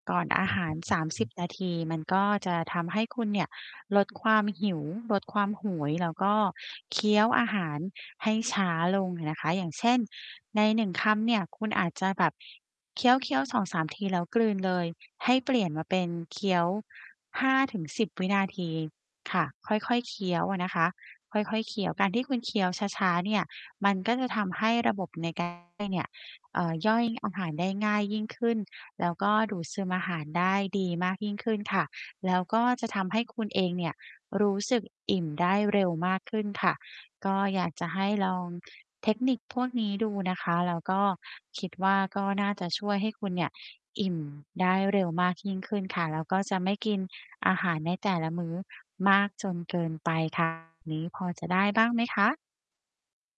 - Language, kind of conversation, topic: Thai, advice, ฉันจะหยุดรู้สึกว่าตัวเองติดอยู่ในวงจรซ้ำๆ ได้อย่างไร?
- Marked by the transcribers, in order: mechanical hum; unintelligible speech; distorted speech; other background noise